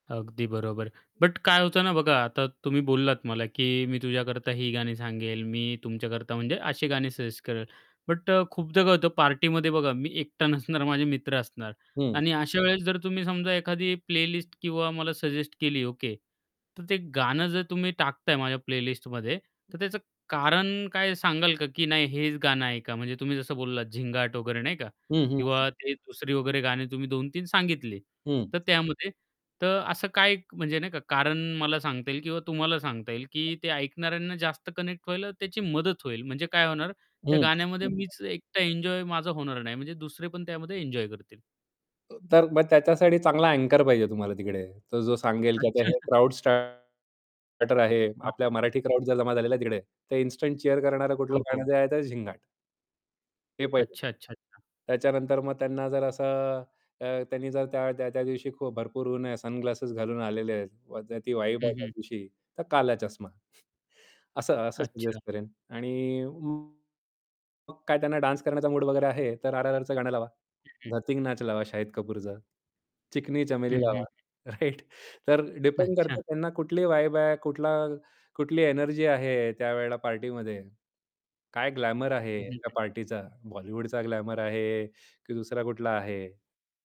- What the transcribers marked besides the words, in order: tapping; other noise; other background noise; in English: "प्लेलिस्ट"; in English: "प्लेलिस्टमध्ये"; unintelligible speech; in English: "कनेक्ट"; unintelligible speech; unintelligible speech; distorted speech; chuckle; in English: "सनग्लासेस"; in English: "वाइब"; in English: "डान्स"; laughing while speaking: "राइट"; in English: "वाइब"; in English: "ग्लॅमर"; in English: "ग्लॅमर"
- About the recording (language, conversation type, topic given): Marathi, podcast, तू आमच्यासाठी प्लेलिस्ट बनवलीस, तर त्यात कोणती गाणी टाकशील?